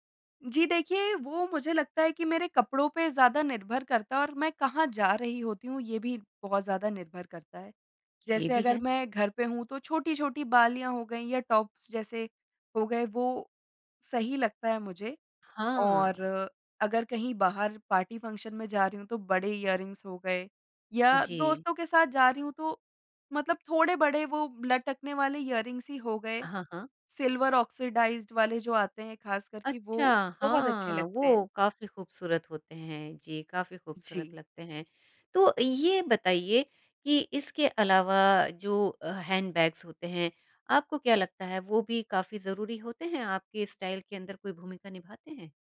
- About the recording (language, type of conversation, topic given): Hindi, podcast, आराम और स्टाइल में से आप क्या चुनते हैं?
- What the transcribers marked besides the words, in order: in English: "टॉप्स"; in English: "पार्टी, फंक्शन"; in English: "इयररिंग्स"; in English: "इयररिंग्स"; in English: "सिल्वर ऑक्सिडाइज्ड"; in English: "हैंडबैग्स"; in English: "स्टाइल"